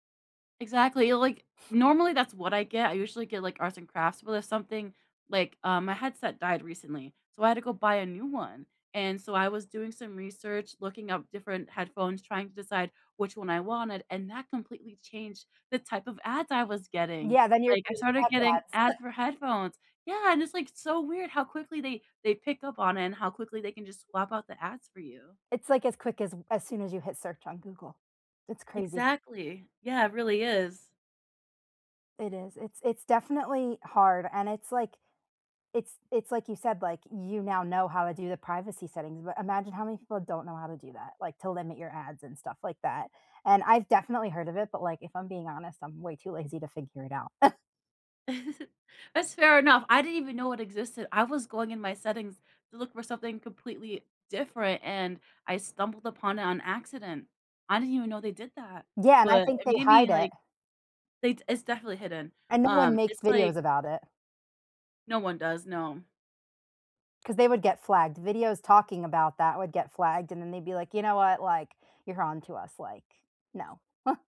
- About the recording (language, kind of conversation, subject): English, unstructured, How often do ads follow you online?
- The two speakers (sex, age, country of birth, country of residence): female, 30-34, United States, United States; female, 30-34, United States, United States
- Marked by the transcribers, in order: other background noise; unintelligible speech; chuckle; chuckle; chuckle